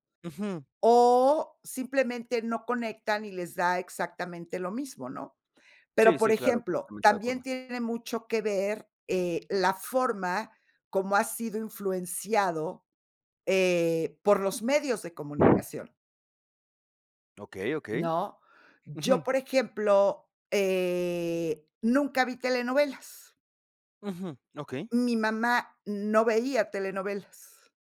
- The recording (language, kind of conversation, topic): Spanish, podcast, ¿Por qué crees que ciertas historias conectan con la gente?
- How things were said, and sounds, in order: blowing; drawn out: "eh"